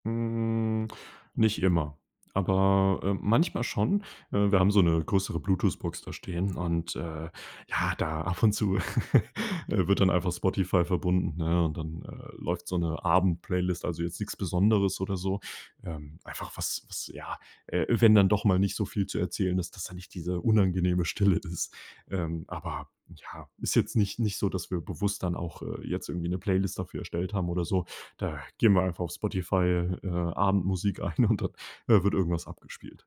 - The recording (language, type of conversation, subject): German, podcast, Was verbindest du mit dem Sonntagsessen?
- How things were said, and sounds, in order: drawn out: "Hm"; chuckle; other background noise; laughing while speaking: "ein und dann"